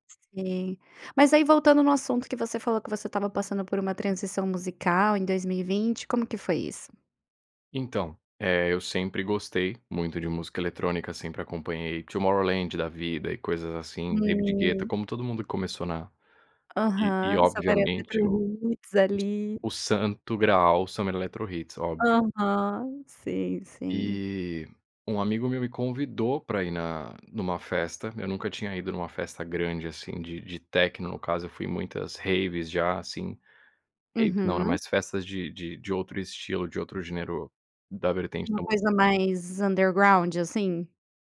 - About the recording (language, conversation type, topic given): Portuguese, podcast, Como a música influenciou quem você é?
- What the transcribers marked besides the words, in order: other background noise; tapping; in English: "underground"